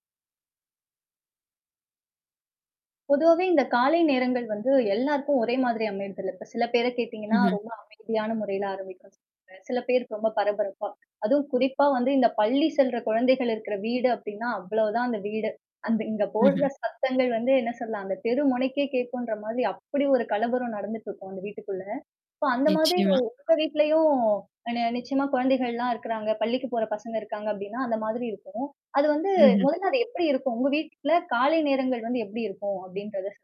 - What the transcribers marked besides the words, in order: distorted speech; other background noise; in English: "சோ"; "உங்க" said as "ஒங்க"
- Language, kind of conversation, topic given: Tamil, podcast, பள்ளிக்குச் செல்லும் காலை அவசரங்களை பதற்றமில்லாமல் அமைதியாக நிர்வகிக்க என்ன வழிகள் உள்ளன?